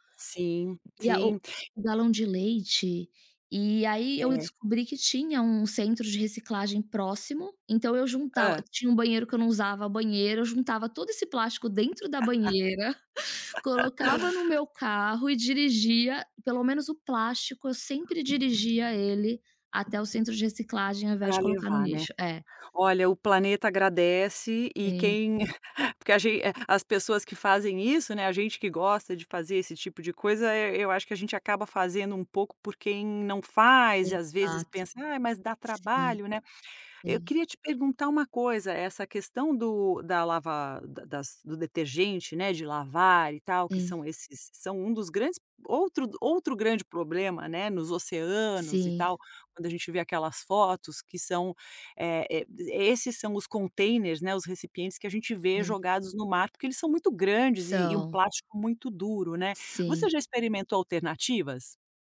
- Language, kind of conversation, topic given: Portuguese, podcast, Que hábitos diários ajudam você a reduzir lixo e desperdício?
- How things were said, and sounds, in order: other background noise; laugh; chuckle; chuckle